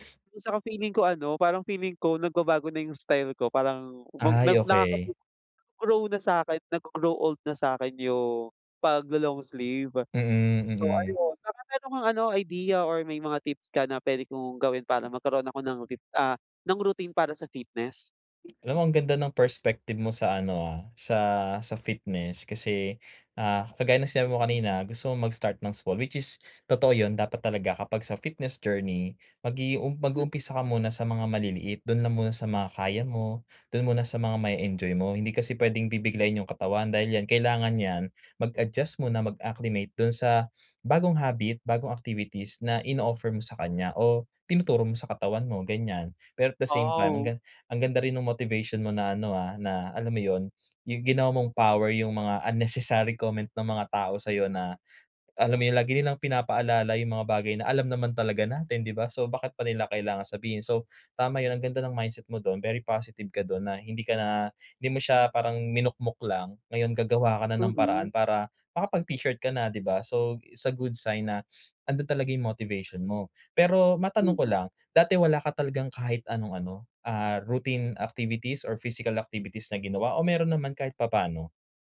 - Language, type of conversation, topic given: Filipino, advice, Paano ako makakabuo ng maliit at tuloy-tuloy na rutin sa pag-eehersisyo?
- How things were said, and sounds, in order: other background noise; unintelligible speech; in English: "perspective"